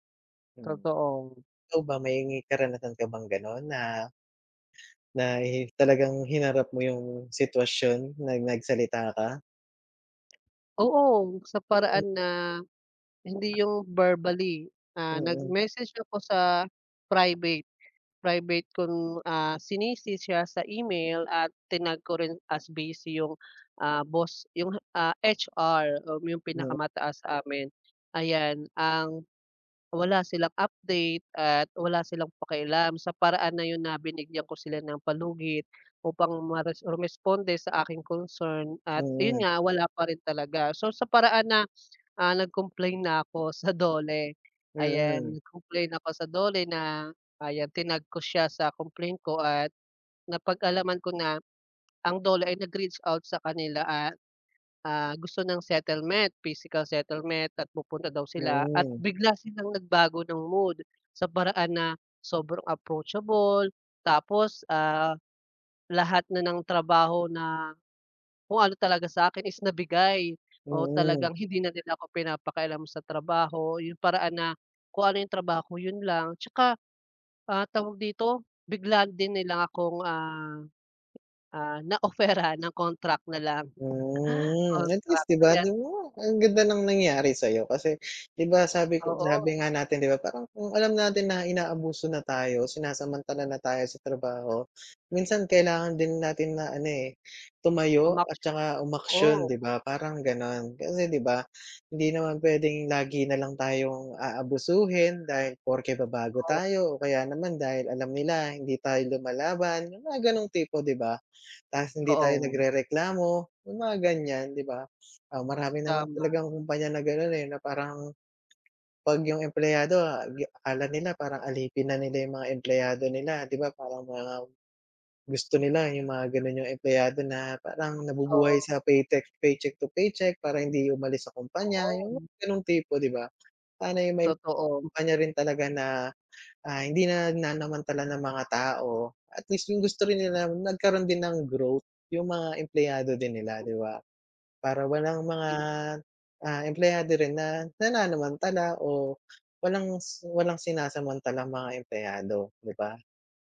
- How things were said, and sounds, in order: none
- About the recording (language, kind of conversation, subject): Filipino, unstructured, Ano ang ginagawa mo kapag pakiramdam mo ay sinasamantala ka sa trabaho?